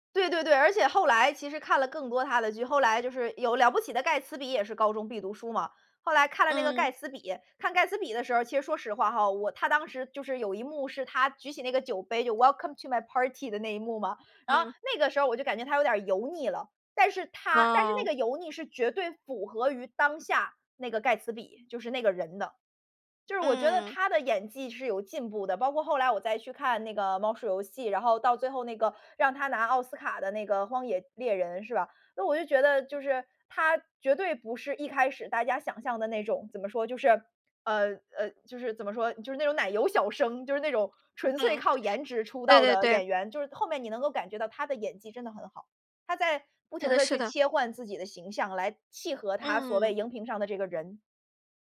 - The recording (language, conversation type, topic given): Chinese, podcast, 能聊聊你最喜欢的演员或歌手吗？
- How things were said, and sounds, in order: in English: "Welcome to my party"; other background noise